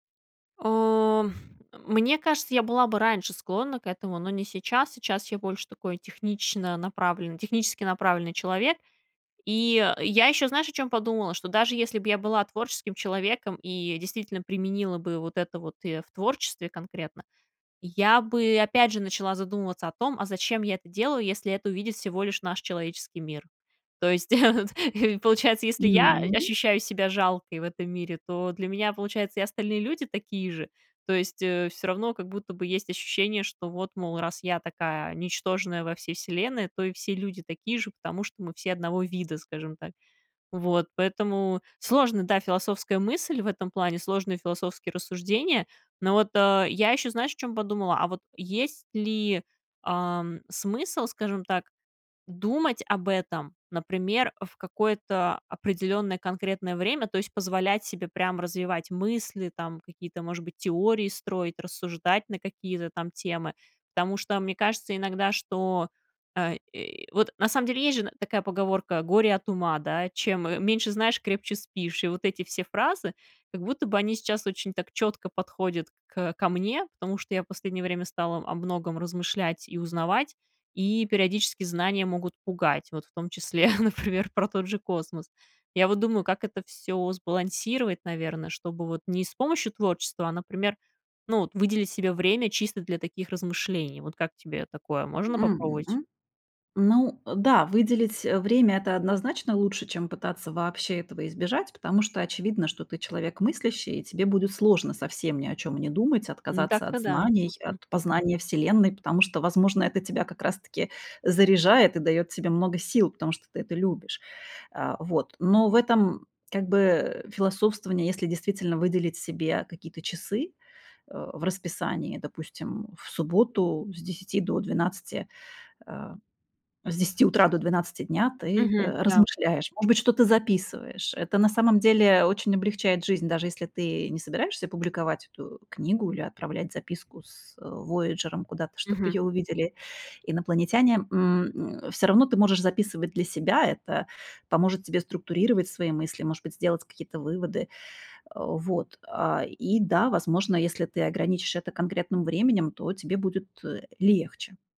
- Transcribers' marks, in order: chuckle; laughing while speaking: "например"; tapping
- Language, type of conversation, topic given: Russian, advice, Как вы переживаете кризис середины жизни и сомнения в смысле жизни?